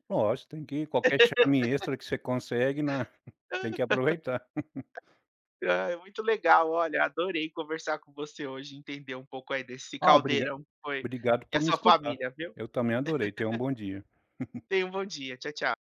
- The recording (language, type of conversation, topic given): Portuguese, podcast, Como a sua família influenciou seu senso de identidade e orgulho?
- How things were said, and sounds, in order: laugh; laugh; chuckle